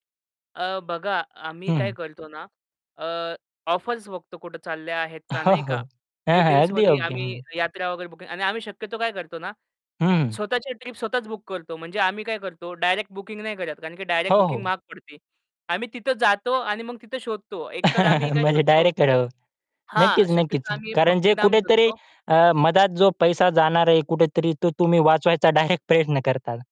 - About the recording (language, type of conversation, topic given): Marathi, podcast, कमी बजेटमध्ये छान प्रवास कसा करायचा?
- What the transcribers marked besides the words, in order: laughing while speaking: "हो"; distorted speech; tapping; chuckle; laughing while speaking: "डायरेक्ट"